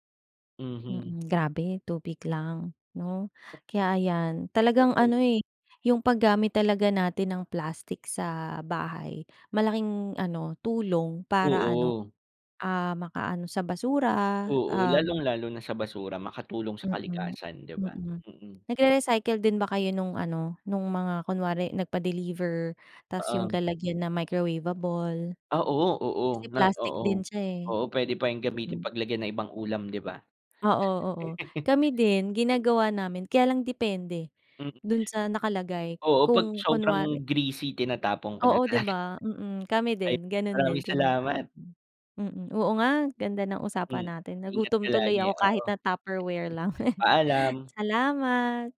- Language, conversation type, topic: Filipino, unstructured, Paano mo iniiwasan ang paggamit ng plastik sa bahay?
- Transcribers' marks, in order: chuckle; gasp; other background noise; chuckle